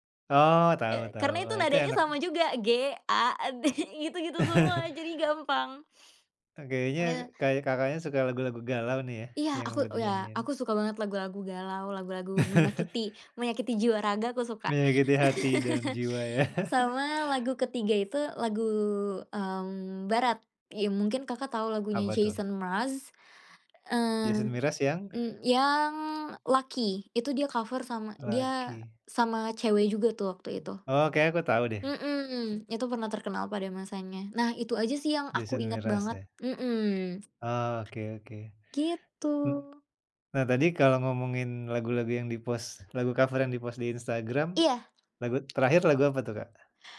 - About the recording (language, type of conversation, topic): Indonesian, podcast, Apa hobi favoritmu, dan kenapa kamu menyukainya?
- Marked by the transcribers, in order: laughing while speaking: "G-A-D. Gitu-gitu semua, jadi gampang"; tapping; laughing while speaking: "ya"; chuckle; drawn out: "yang"; in English: "cover"; other background noise